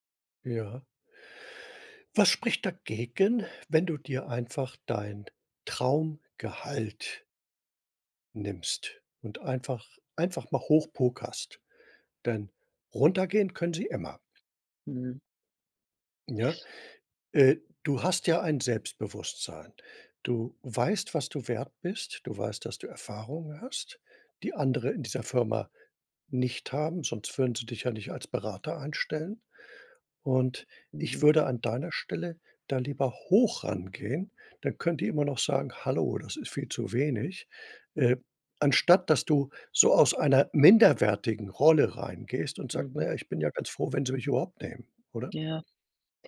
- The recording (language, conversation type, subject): German, advice, Wie kann ich meine Unsicherheit vor einer Gehaltsverhandlung oder einem Beförderungsgespräch überwinden?
- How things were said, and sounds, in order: none